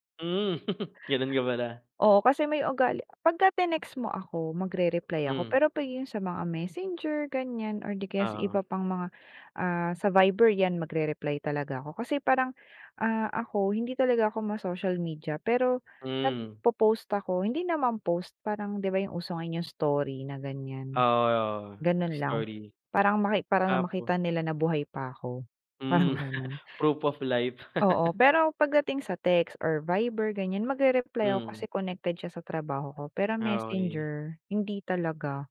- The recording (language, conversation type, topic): Filipino, unstructured, Sa tingin mo ba, nakapipinsala ang teknolohiya sa mga relasyon?
- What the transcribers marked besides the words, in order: chuckle; other background noise; laughing while speaking: "parang gano'n"; chuckle; laugh